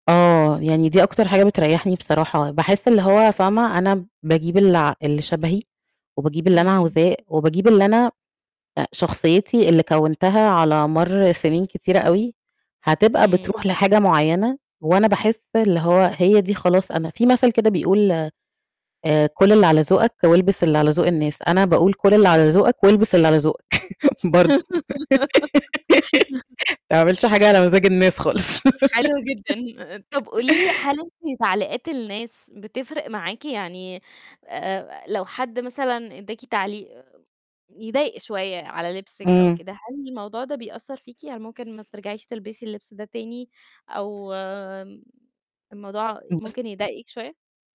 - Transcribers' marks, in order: laugh; chuckle; laugh; laugh
- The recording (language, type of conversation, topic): Arabic, podcast, احكيلي عن أول مرة حسّيتي إن لبسك بيعبر عنك؟